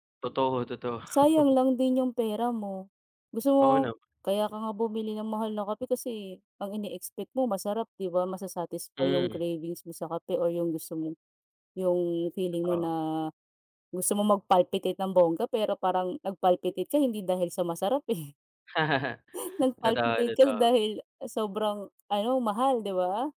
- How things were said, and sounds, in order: chuckle; tapping; laughing while speaking: "eh"; chuckle
- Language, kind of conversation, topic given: Filipino, unstructured, Ano ang palagay mo sa sobrang pagtaas ng presyo ng kape sa mga sikat na kapihan?